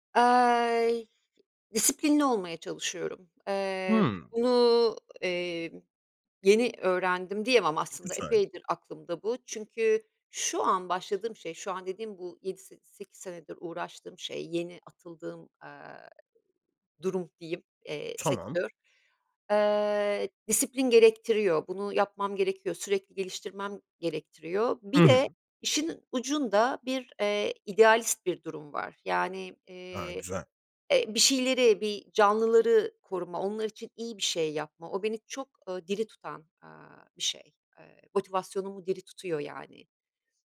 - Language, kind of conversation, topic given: Turkish, podcast, Korkularınla yüzleşirken hangi adımları atarsın?
- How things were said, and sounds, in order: other background noise; tapping